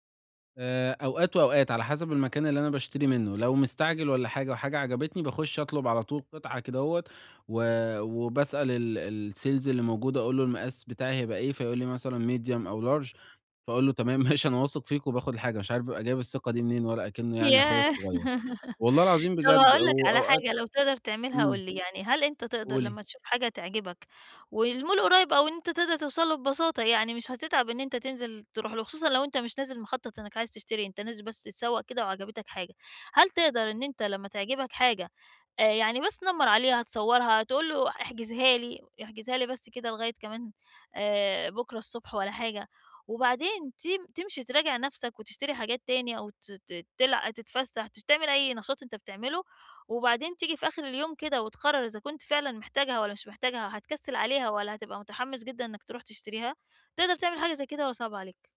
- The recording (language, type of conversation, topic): Arabic, advice, إزاي أتعلم أفرّق بين احتياجاتي ورغباتي قبل ما أشتري؟
- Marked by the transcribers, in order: in English: "الsales"; in English: "medium"; in English: "large"; laughing while speaking: "ماشي"; chuckle; in English: "والmall"